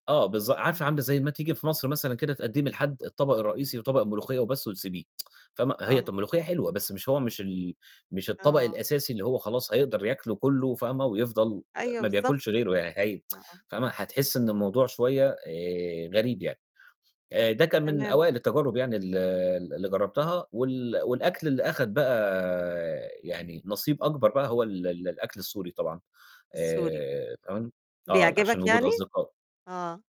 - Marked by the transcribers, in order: tsk; tsk
- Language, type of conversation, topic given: Arabic, podcast, الأكل من ثقافة تانية بيمثّل لك إيه؟